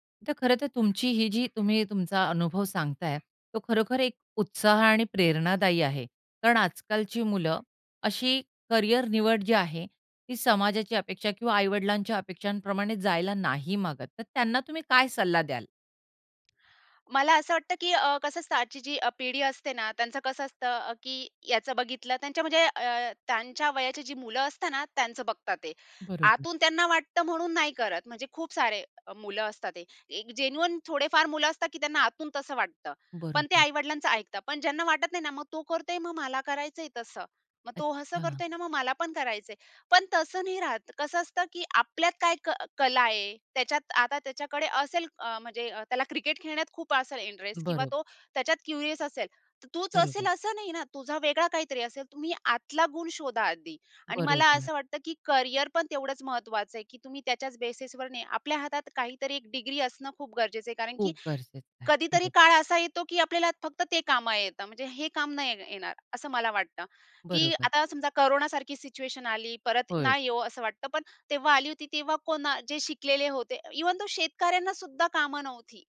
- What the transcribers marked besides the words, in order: bird; tapping; in English: "जेन्युइन"; in English: "क्युरियस"; in English: "बेसिसवर"; other background noise; other noise; in English: "इव्हन दो"
- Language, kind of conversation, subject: Marathi, podcast, तुम्ही समाजाच्या अपेक्षांमुळे करिअरची निवड केली होती का?